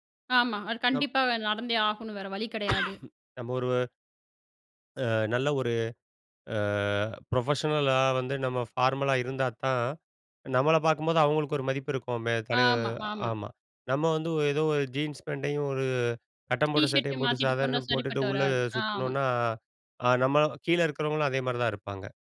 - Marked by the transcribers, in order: other noise; cough; other background noise; in English: "ப்ரொஃபஷ்னலா"; in English: "ஃபார்மலா"; tapping
- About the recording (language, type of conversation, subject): Tamil, podcast, பண வருமானமும் வேலை மாற்றமும் உங்கள் தோற்றத்தை எப்படிப் பாதிக்கின்றன?